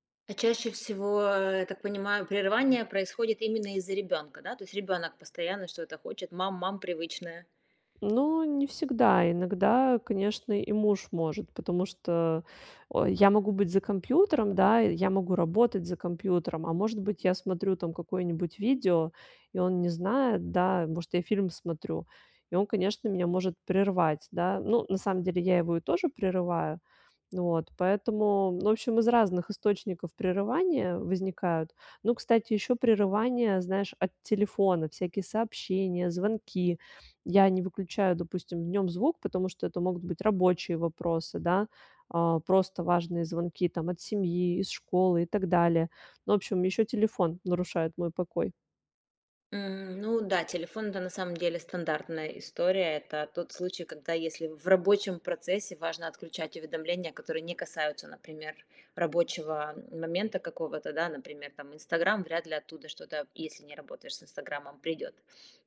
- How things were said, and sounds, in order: other background noise; background speech; tapping
- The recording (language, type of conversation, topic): Russian, advice, Как мне справляться с частыми прерываниями отдыха дома?